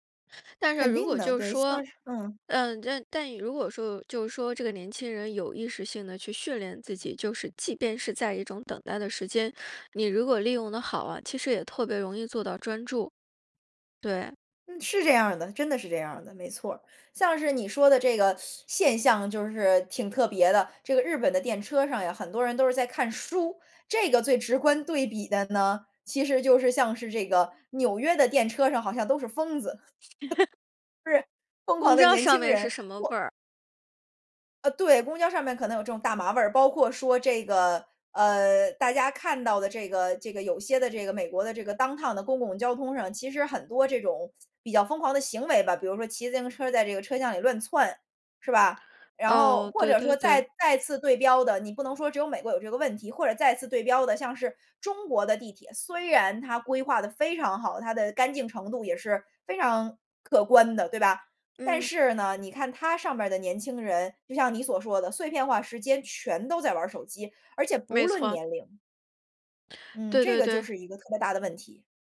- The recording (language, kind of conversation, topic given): Chinese, podcast, 如何在通勤途中练习正念？
- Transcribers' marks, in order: other background noise; teeth sucking; laugh; in English: "downtown"